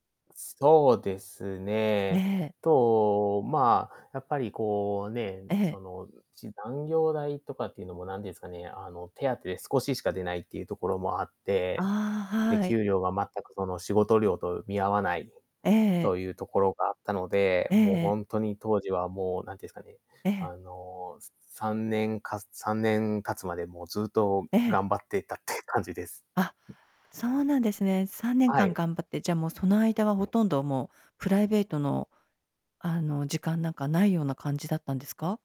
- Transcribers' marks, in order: laughing while speaking: "頑張ってたって感じです"; other noise; static
- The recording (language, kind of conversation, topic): Japanese, podcast, 転職を考えるようになったきっかけは何ですか？